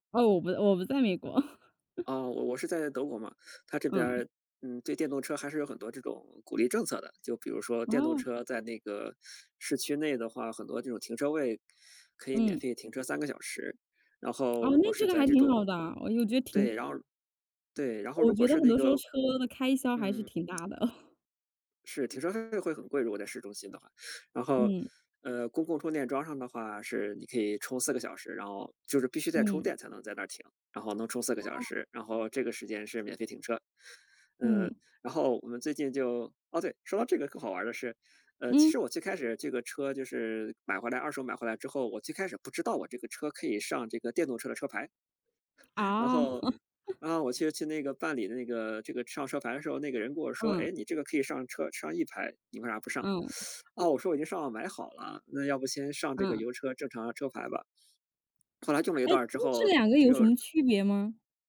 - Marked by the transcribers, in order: chuckle; chuckle; chuckle; laugh; teeth sucking; swallow
- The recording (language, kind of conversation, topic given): Chinese, unstructured, 你怎么看科技让我们的生活变得更方便？
- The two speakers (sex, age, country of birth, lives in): female, 25-29, United States, United States; male, 35-39, China, Germany